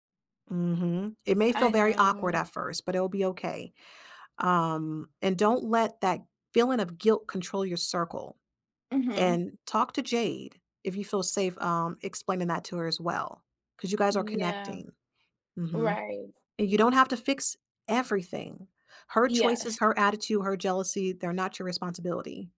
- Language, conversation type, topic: English, advice, How can I improve my work-life balance?
- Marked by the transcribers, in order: other background noise; tapping